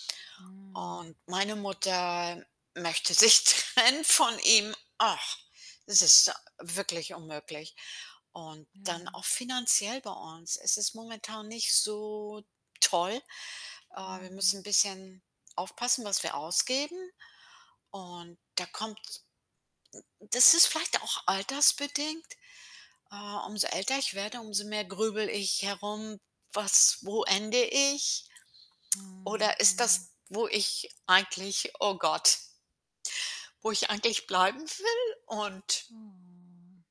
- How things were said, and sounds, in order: static; sad: "trennen von ihm"; other background noise; sad: "wo ich eigentlich bleiben will und"; drawn out: "Oh"
- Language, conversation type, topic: German, advice, Wie würdest du dein Gefühl innerer Unruhe ohne klaren Grund beschreiben?